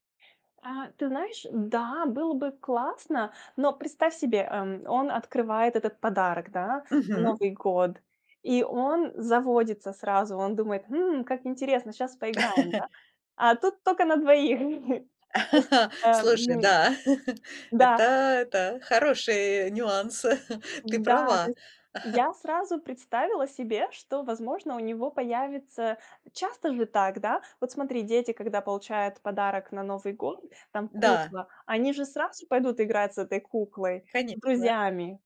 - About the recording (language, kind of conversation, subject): Russian, advice, Как выбрать подходящий подарок близкому человеку?
- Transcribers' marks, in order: laugh; laugh; chuckle; laugh; tapping; chuckle; other background noise; chuckle